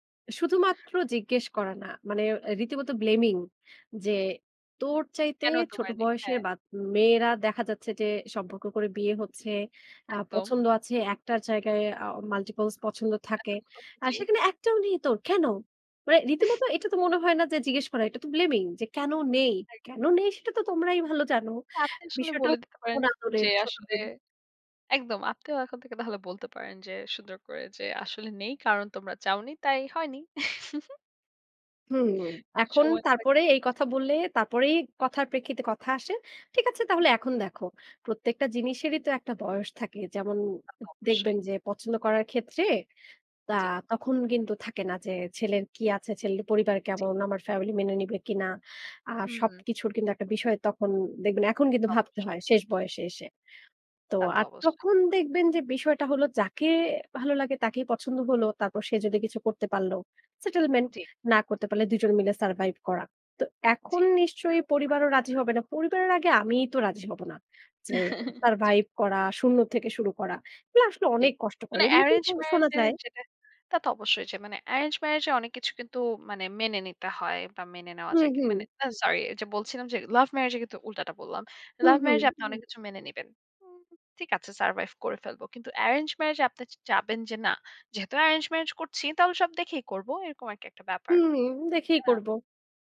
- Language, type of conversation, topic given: Bengali, podcast, পরিবারের সঙ্গে আপনার কোনো বিশেষ মুহূর্তের কথা বলবেন?
- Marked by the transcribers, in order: in English: "multiples"; chuckle; chuckle; tapping; in English: "settlement"; unintelligible speech; chuckle; background speech